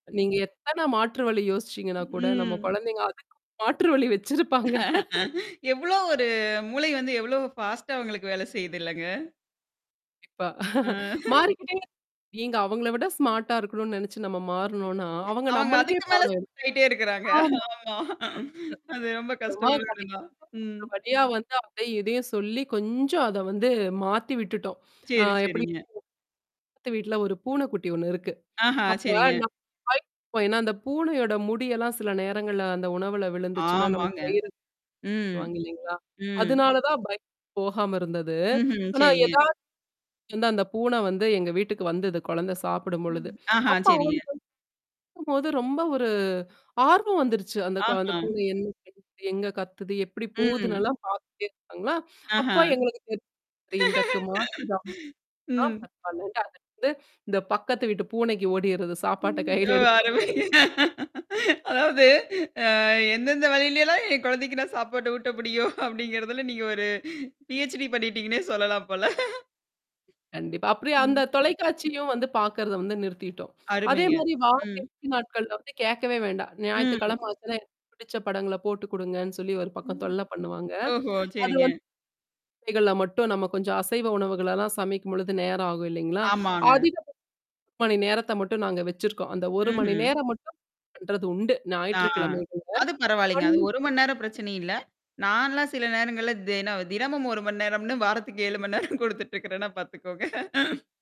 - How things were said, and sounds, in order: other background noise; distorted speech; laughing while speaking: "அதுக்கு மாற்று வழி வச்சிருப்பாங்க"; laughing while speaking: "எவ்வளோ ஒரு மூளை வந்து எவ்வளோ பாஸ்ட்டா அவங்களுக்கு வேலை செய்துல்லங்க?"; in English: "பாஸ்ட்டா"; chuckle; in English: "ஸ்மார்ட்டா"; laughing while speaking: "அவங்க அதுக்கு மேல ஷாக் ஆகிட்டே … ஒண்ணு தான். ம்"; in English: "ஷாக்"; unintelligible speech; unintelligible speech; drawn out: "ஆமாங்க"; unintelligible speech; tapping; unintelligible speech; laugh; unintelligible speech; chuckle; laugh; laughing while speaking: "அதாவது ஆ எந்தெந்த வழில எல்லாம் … பண்ணிட்டீங்கன்னே சொல்லலாம் போல"; other noise; static; unintelligible speech; laughing while speaking: "மணி நேரம் குடுத்துட்டுருக்கிறேன்னா பார்த்துக்கோங்க"
- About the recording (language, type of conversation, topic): Tamil, podcast, குழந்தைகளின் திரை நேரத்திற்கு நீங்கள் எந்த விதிமுறைகள் வைத்திருக்கிறீர்கள்?